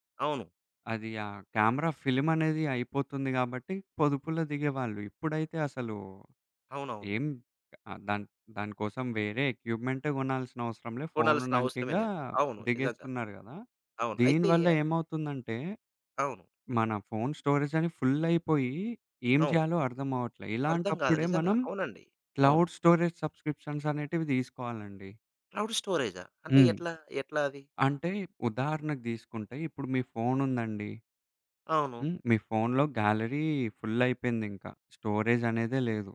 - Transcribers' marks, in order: in English: "క్యామెరా ఫిల్మ్"; in English: "స్టోరేజ్"; in English: "క్లౌడ్ స్టోరేజ్ సబ్సిక్రిప్షన్"; in English: "క్లౌడ్"; in English: "గ్యాలరీ"; other background noise
- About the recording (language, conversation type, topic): Telugu, podcast, క్లౌడ్ నిల్వను ఉపయోగించి ఫైళ్లను సజావుగా ఎలా నిర్వహిస్తారు?